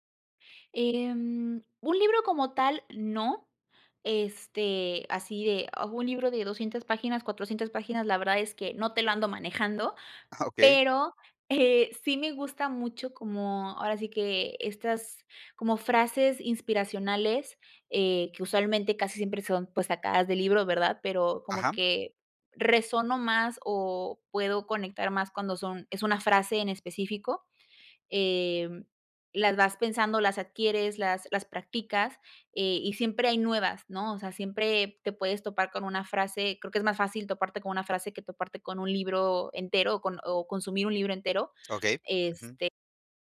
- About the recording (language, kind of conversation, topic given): Spanish, podcast, ¿Qué aprendiste sobre disfrutar los pequeños momentos?
- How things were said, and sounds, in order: laughing while speaking: "Ah"; "resueno" said as "resono"; other background noise